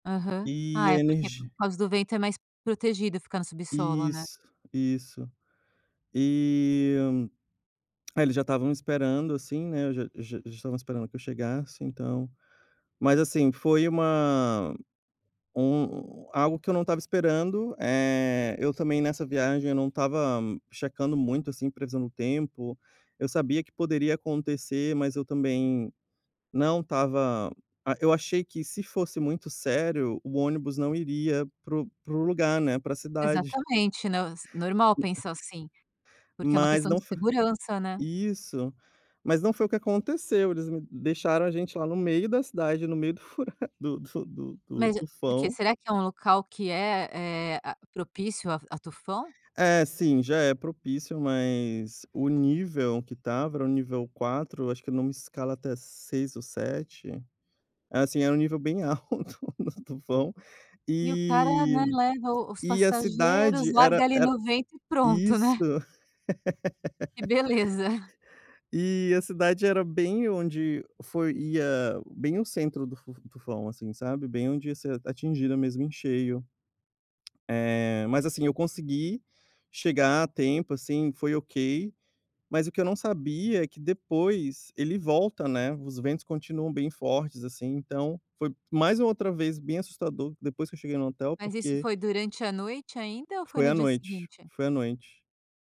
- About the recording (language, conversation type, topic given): Portuguese, podcast, Como você cuida da sua segurança ao viajar sozinho?
- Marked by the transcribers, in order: other background noise; unintelligible speech; laughing while speaking: "alto no tufão"; laugh; tapping